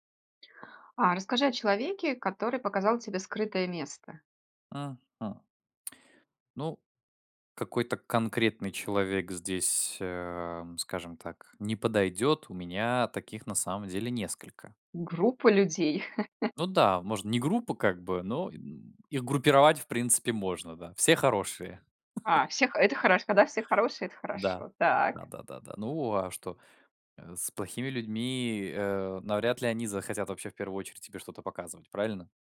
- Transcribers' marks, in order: surprised: "Группа людей"; laugh; chuckle
- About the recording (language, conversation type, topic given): Russian, podcast, Расскажи о человеке, который показал тебе скрытое место?